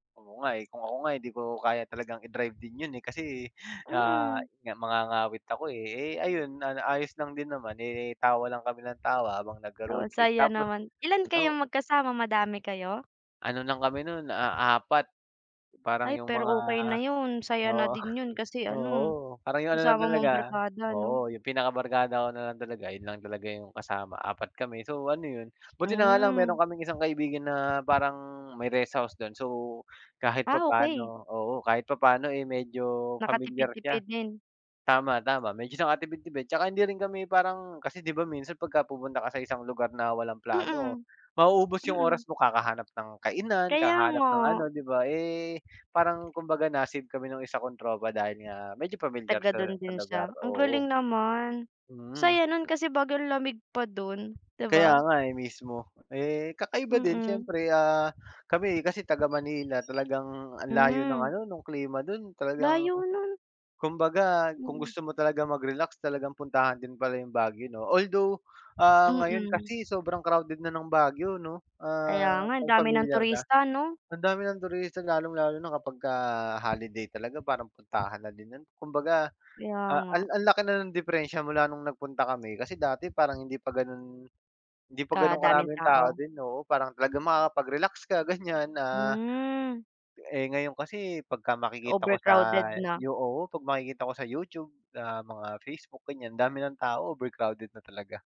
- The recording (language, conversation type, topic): Filipino, unstructured, Ano ang pinakamasayang alaala mo sa isang paglalakbay sa kalsada?
- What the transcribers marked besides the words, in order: wind; other background noise; tapping; alarm